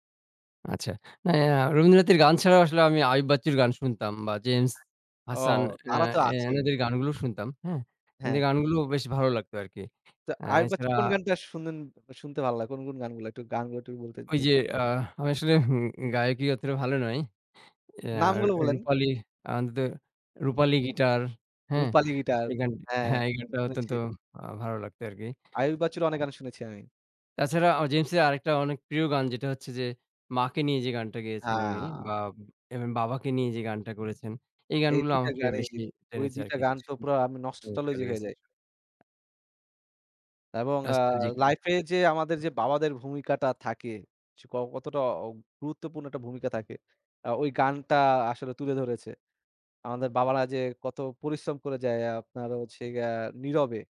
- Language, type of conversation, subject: Bengali, unstructured, আপনার প্রিয় বাংলা গান কোনটি, আর কেন?
- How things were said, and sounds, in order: other background noise; tapping; unintelligible speech; "এগুলা" said as "এগলা"; unintelligible speech; unintelligible speech